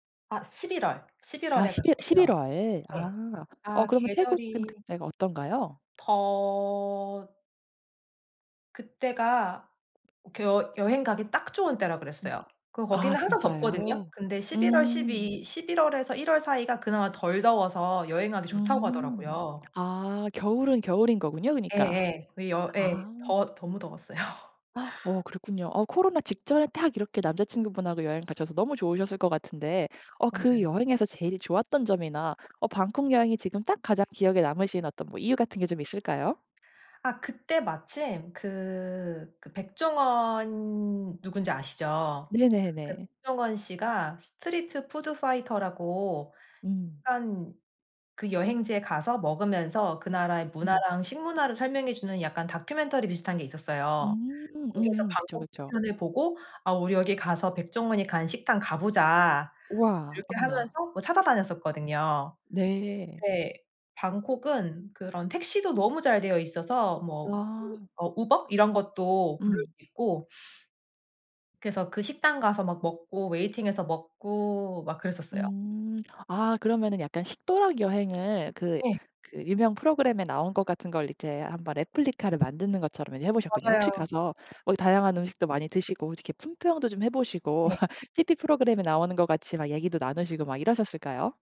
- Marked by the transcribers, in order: tapping; other background noise; laughing while speaking: "더웠어요"; drawn out: "백종원"; in English: "replica를"; laugh
- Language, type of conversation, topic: Korean, podcast, 가장 기억에 남는 여행은 언제였나요?